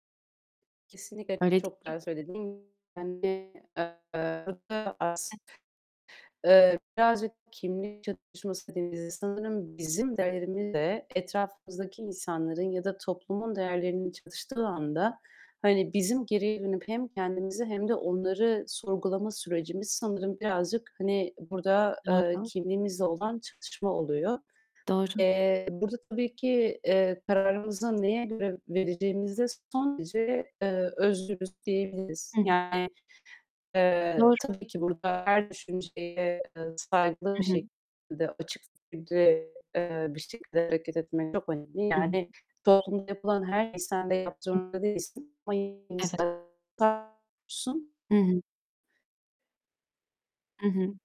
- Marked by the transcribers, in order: distorted speech; unintelligible speech; other background noise
- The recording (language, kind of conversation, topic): Turkish, unstructured, Kimliğinle ilgili yaşadığın en büyük çatışma neydi?